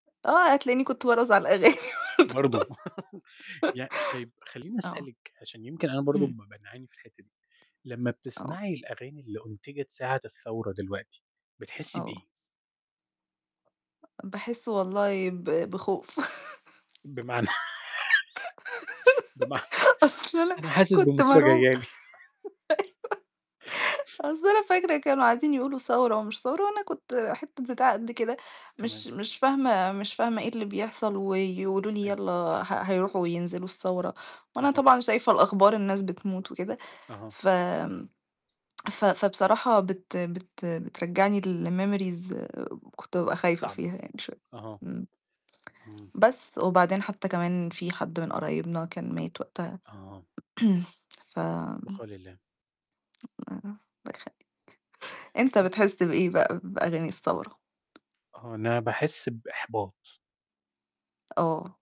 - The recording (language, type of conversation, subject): Arabic, unstructured, إيه دور الموسيقى في تحسين مزاجك كل يوم؟
- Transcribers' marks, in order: laugh; laughing while speaking: "الأغاني بردو"; laugh; tapping; other noise; giggle; laughing while speaking: "أصل أنا كنت مرعوبة. أيوه"; chuckle; laugh; laughing while speaking: "بمعنى، أنا حاسس بمُصيبة جاية لي"; tsk; in English: "لmemories"; throat clearing; unintelligible speech; distorted speech